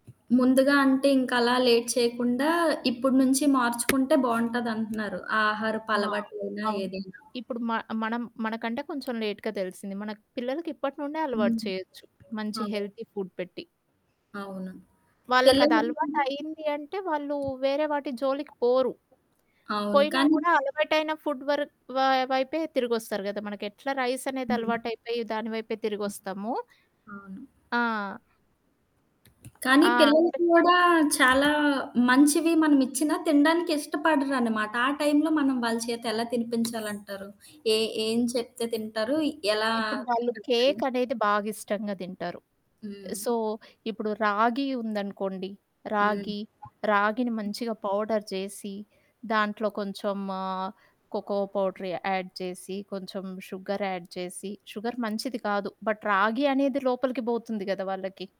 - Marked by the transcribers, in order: other background noise; static; in English: "లేట్"; in English: "లేట్‌గా"; in English: "హెల్తీ ఫూడ్"; in English: "ఫుడ్"; distorted speech; in English: "సో"; in English: "పౌడర్"; in English: "కొకొ పౌడర్ యాడ్"; horn; in English: "షుగర్ యాడ్"; in English: "షుగర్"; in English: "బట్"
- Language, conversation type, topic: Telugu, podcast, మంచి అల్పాహారంలో ఏమేం ఉండాలి అని మీరు అనుకుంటారు?